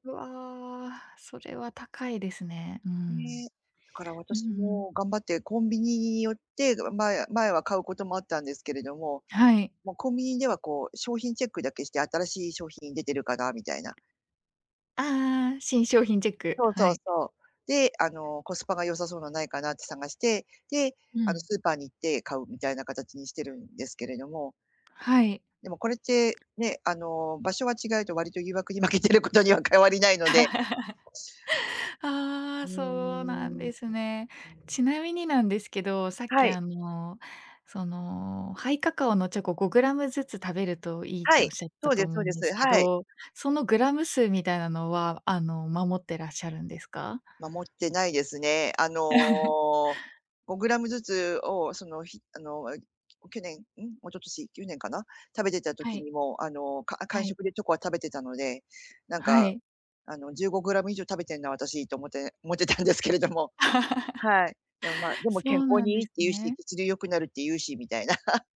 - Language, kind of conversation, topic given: Japanese, advice, 日々の無駄遣いを減らしたいのに誘惑に負けてしまうのは、どうすれば防げますか？
- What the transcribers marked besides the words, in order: tapping; other background noise; laughing while speaking: "負けてることには変わりないので"; chuckle; drawn out: "うーん"; chuckle; laughing while speaking: "思ってたんですけれども"; chuckle; chuckle